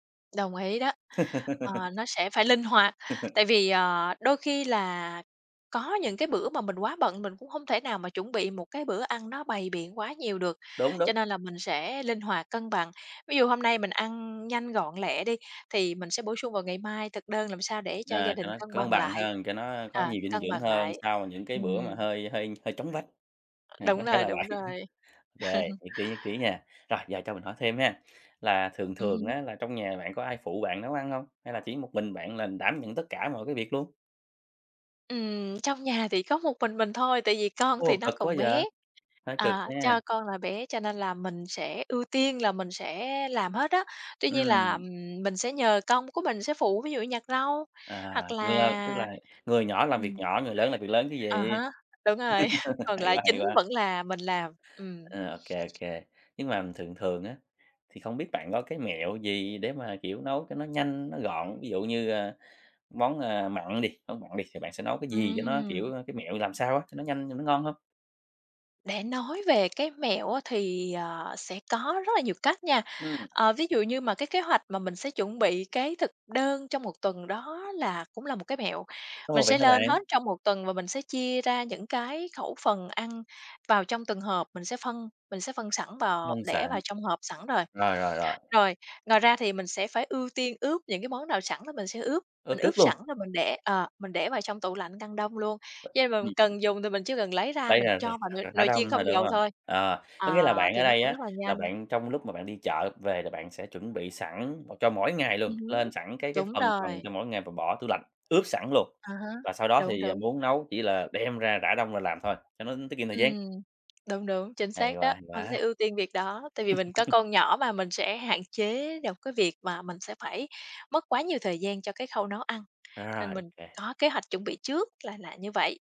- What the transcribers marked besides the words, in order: laugh; tapping; chuckle; other background noise; laughing while speaking: "vậy"; chuckle; chuckle
- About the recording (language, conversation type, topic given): Vietnamese, podcast, Bạn chuẩn bị bữa tối cho cả nhà như thế nào?